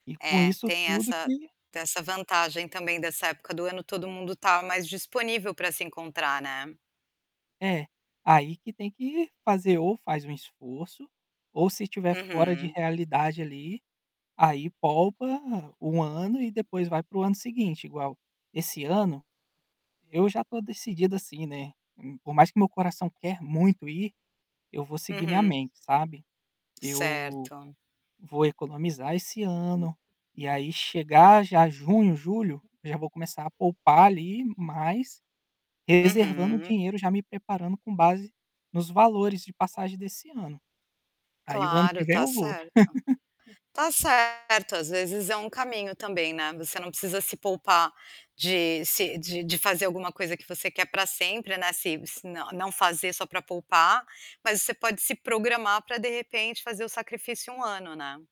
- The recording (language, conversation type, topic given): Portuguese, podcast, Como escolher entre viajar agora ou poupar para o futuro?
- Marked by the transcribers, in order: static; other background noise; distorted speech; tapping; chuckle